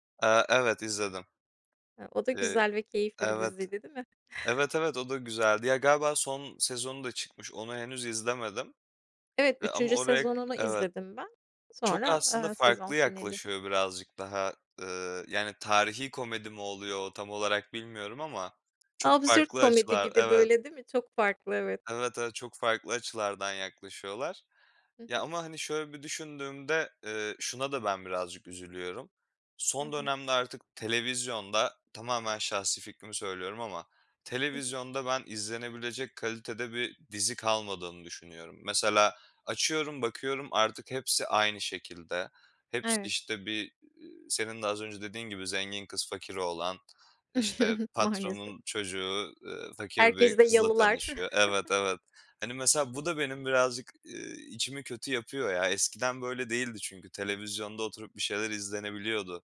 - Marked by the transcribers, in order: tapping; other background noise; chuckle; chuckle
- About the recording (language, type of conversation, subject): Turkish, unstructured, En sevdiğin film türü hangisi ve neden?